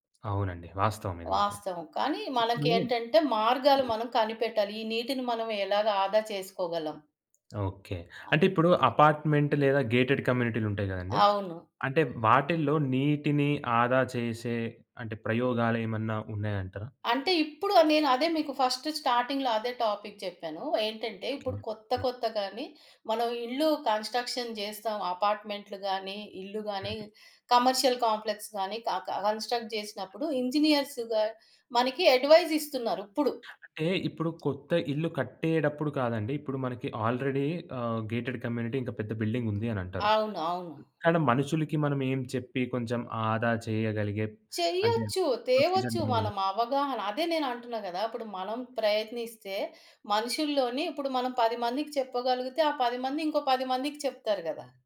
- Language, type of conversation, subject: Telugu, podcast, నీటిని ఆదా చేయడానికి మీరు అనుసరించే సరళమైన సూచనలు ఏమిటి?
- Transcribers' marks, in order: other background noise; tapping; in English: "గేటెడ్"; in English: "ఫస్ట్ స్టార్టింగ్‌లో"; in English: "టాపిక్"; in English: "కన్‌స్ట్ర‌క్ష‌న్"; in English: "కమర్షియల్ కాంప్లెక్స్"; in English: "కన్‌స్ట్ర‌క్ట్"; in English: "ఇంజినీర్స్‌గా"; in English: "అడ్వైస్"; in English: "ఆల్రడీ"; in English: "గేటెడ్ కమ్యూనిటీ"; in English: "బిల్డింగ్"; in English: "ప్రొసీజర్"